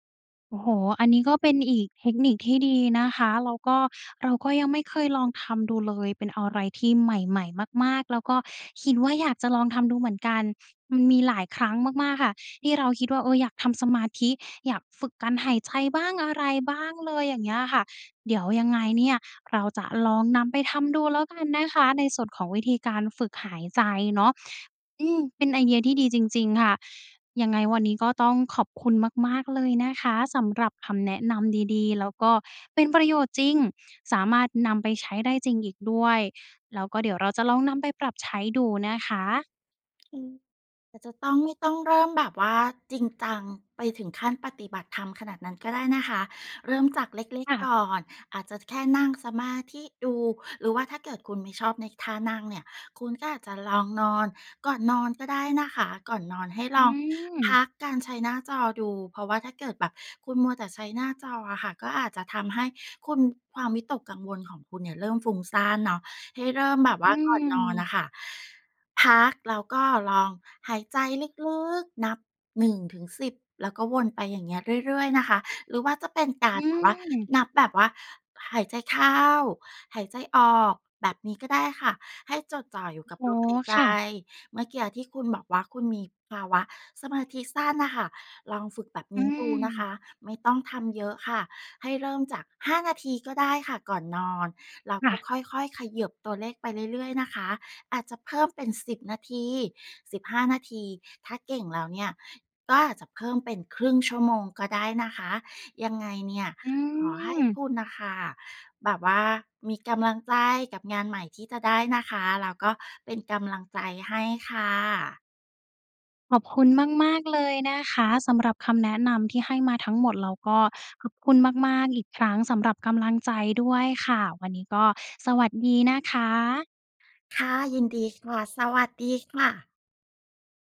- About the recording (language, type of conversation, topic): Thai, advice, คุณกังวลว่าจะเริ่มงานใหม่แล้วทำงานได้ไม่ดีหรือเปล่า?
- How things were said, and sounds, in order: tapping